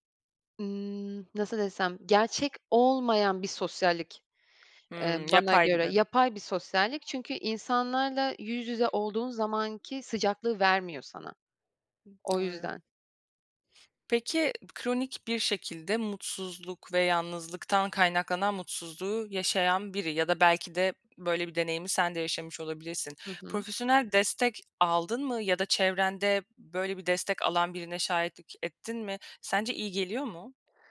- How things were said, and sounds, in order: tongue click; other noise; tongue click
- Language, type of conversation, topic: Turkish, podcast, Yalnızlık hissettiğinde bununla nasıl başa çıkarsın?